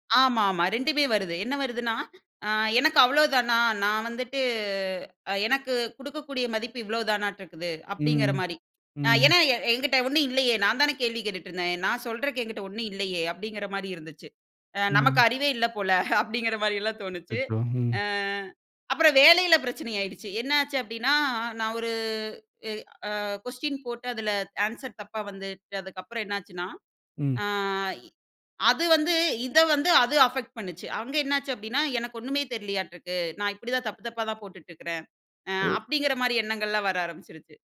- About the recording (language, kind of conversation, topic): Tamil, podcast, ஒரு உறவு முடிந்ததற்கான வருத்தத்தை எப்படிச் சமாளிக்கிறீர்கள்?
- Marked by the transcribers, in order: laughing while speaking: "அப்டீங்குற மாதிரிலாம் தோணுச்சு"; surprised: "அச்சச்சோ!"; in English: "கொஸ்டின்"; in English: "ஆன்சர்"; in English: "அஃபெக்ட்"; disgusted: "எனக்கு ஒன்னுமே தெரியலையாட்ருக்கு. நான் இப்படி தான் தப்பு தப்பா தான் போட்டுட்ருக்கிறேன்"; background speech